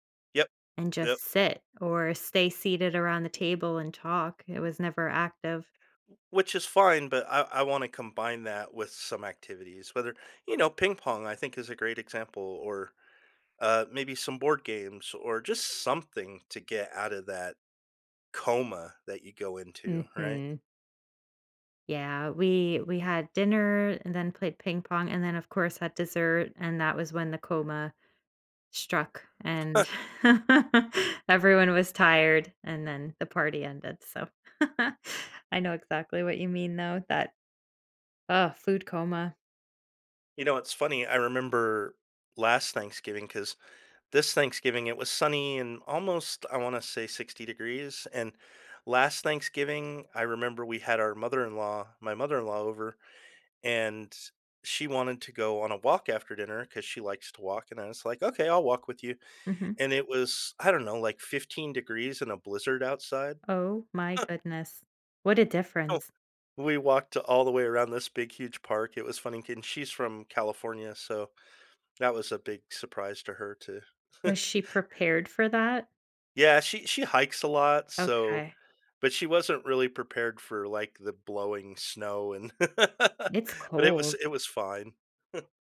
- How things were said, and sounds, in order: other background noise; chuckle; laugh; laugh; tapping; laugh; chuckle; laugh; chuckle
- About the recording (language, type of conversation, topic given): English, unstructured, How can I motivate myself on days I have no energy?